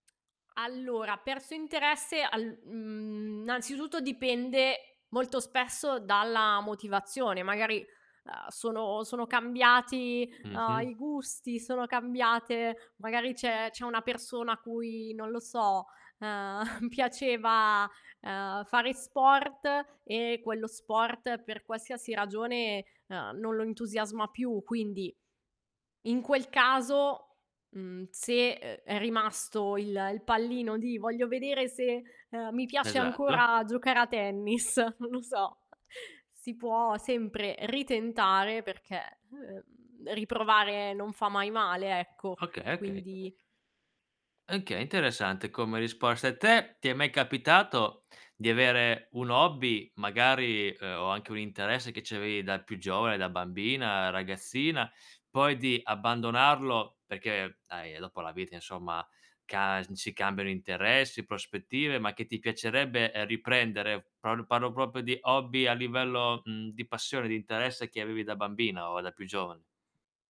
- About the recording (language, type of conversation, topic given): Italian, podcast, Che consiglio daresti a chi vuole riprendere un vecchio interesse?
- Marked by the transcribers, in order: chuckle; laughing while speaking: "tennis"; tapping; chuckle; "perché" said as "peché"; "proprio" said as "popio"